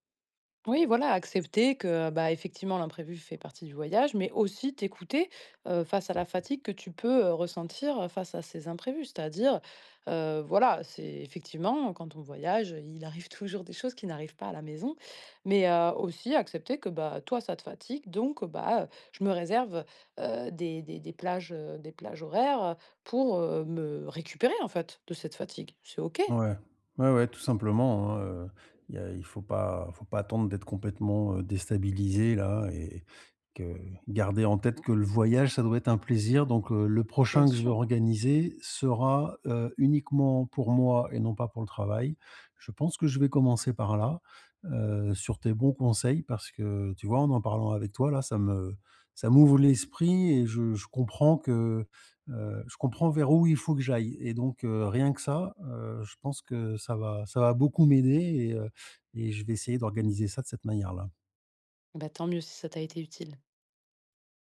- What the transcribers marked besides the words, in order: tapping
- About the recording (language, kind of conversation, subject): French, advice, Comment gérer la fatigue et les imprévus en voyage ?
- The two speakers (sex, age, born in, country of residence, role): female, 30-34, France, France, advisor; male, 50-54, France, Spain, user